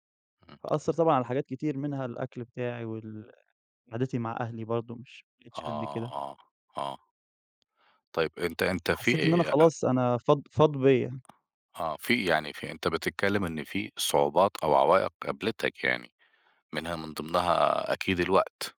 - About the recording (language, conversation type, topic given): Arabic, advice, إزاي أبطل أأجل الاهتمام بنفسي وبصحتي رغم إني ناوي أعمل كده؟
- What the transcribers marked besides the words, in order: none